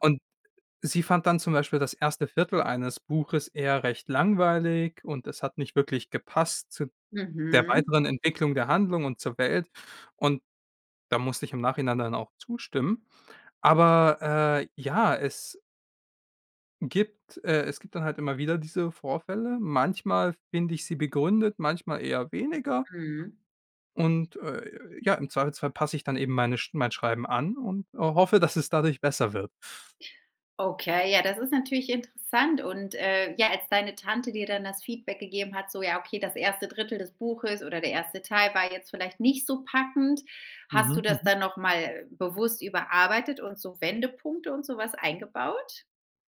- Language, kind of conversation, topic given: German, podcast, Was macht eine fesselnde Geschichte aus?
- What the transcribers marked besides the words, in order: other background noise; laughing while speaking: "dass es dadurch besser"